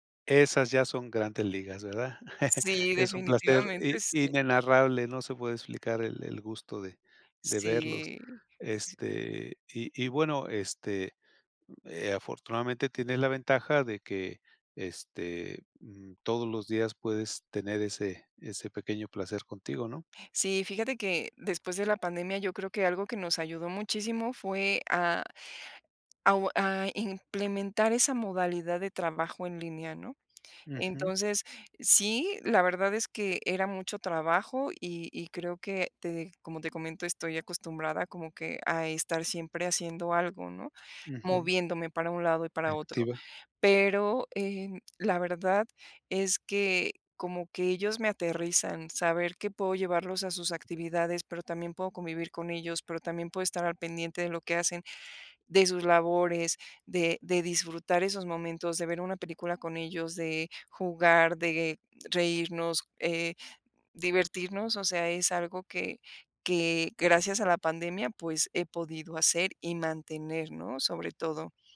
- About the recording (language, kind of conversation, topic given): Spanish, podcast, ¿Qué pequeño placer cotidiano te alegra el día?
- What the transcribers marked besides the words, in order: chuckle